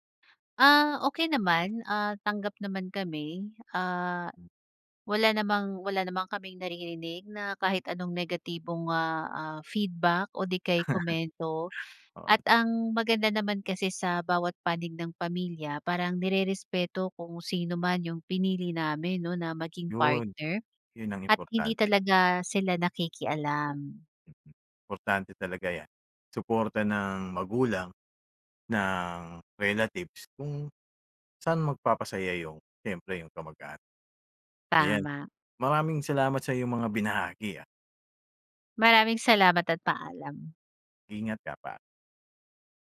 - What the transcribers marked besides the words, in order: chuckle
- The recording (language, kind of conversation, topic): Filipino, podcast, Sino ang bigla mong nakilala na nagbago ng takbo ng buhay mo?